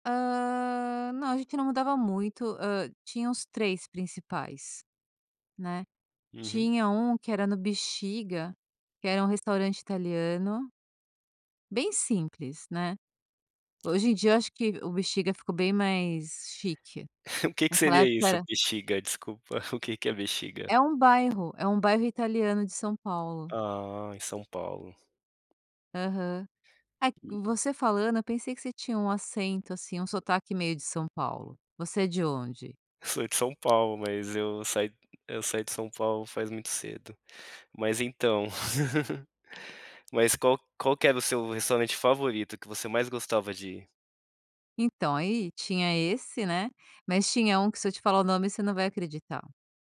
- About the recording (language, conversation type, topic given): Portuguese, podcast, Você pode me contar sobre uma refeição em família que você nunca esquece?
- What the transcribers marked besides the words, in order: other background noise; other noise; laugh